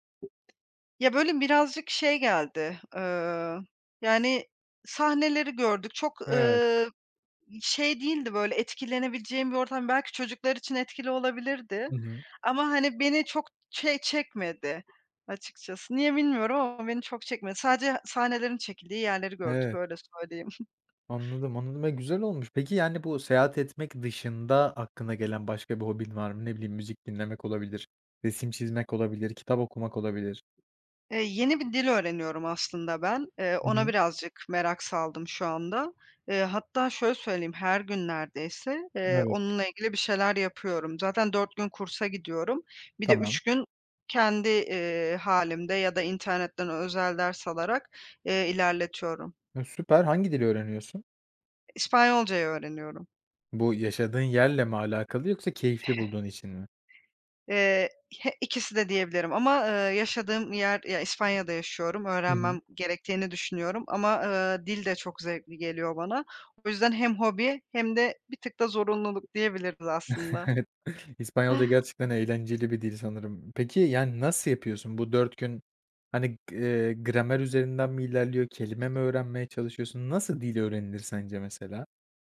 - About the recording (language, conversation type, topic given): Turkish, podcast, Hobiler günlük stresi nasıl azaltır?
- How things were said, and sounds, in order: tapping; chuckle; chuckle; other background noise; chuckle